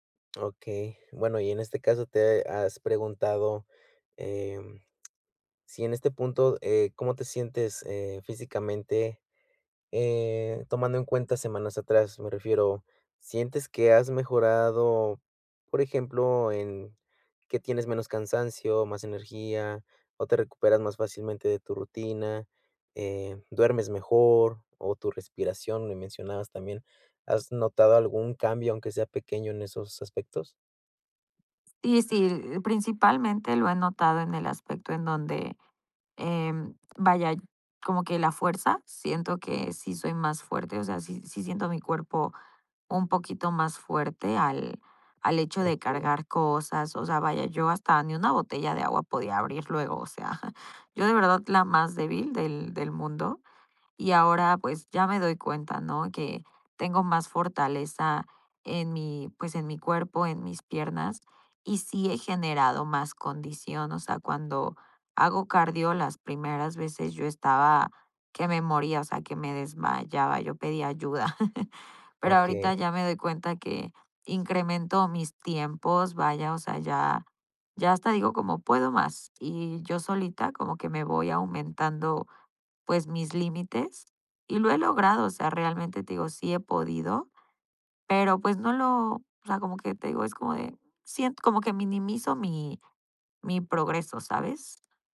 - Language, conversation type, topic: Spanish, advice, ¿Cómo puedo reconocer y valorar mi progreso cada día?
- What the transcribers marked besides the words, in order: tapping; other background noise; chuckle; chuckle